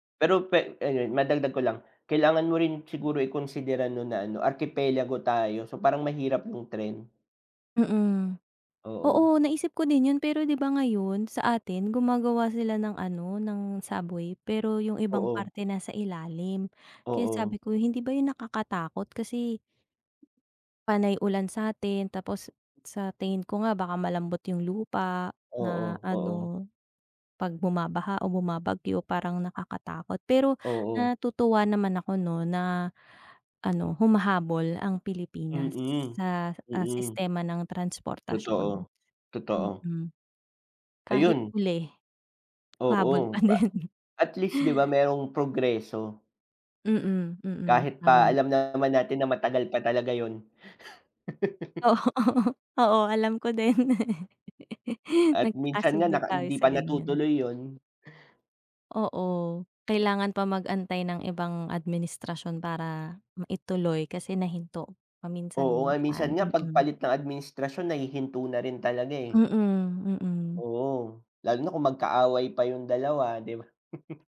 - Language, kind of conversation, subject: Filipino, unstructured, Ano ang mga bagong kaalaman na natutuhan mo sa pagbisita mo sa [bansa]?
- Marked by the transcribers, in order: tapping; other background noise; laughing while speaking: "pa din"; chuckle; laughing while speaking: "Oo"; laughing while speaking: "din"; chuckle; chuckle